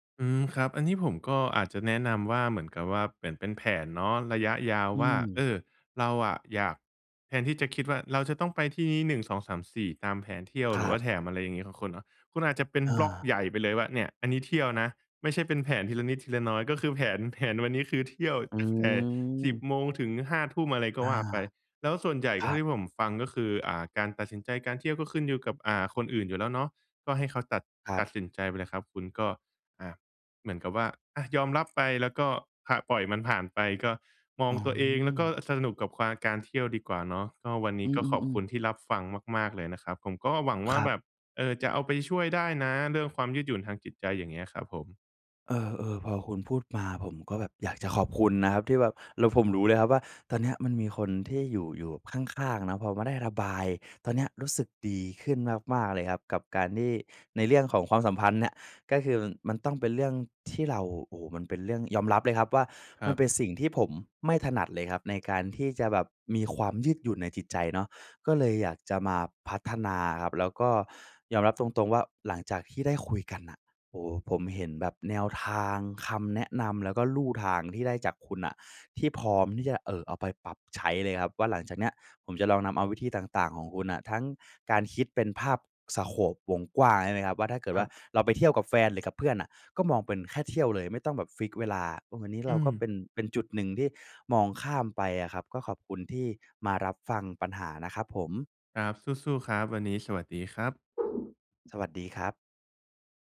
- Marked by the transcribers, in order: other background noise; in English: "สโกป"
- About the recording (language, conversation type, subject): Thai, advice, ฉันจะสร้างความยืดหยุ่นทางจิตใจได้อย่างไรเมื่อเจอการเปลี่ยนแปลงและความไม่แน่นอนในงานและชีวิตประจำวันบ่อยๆ?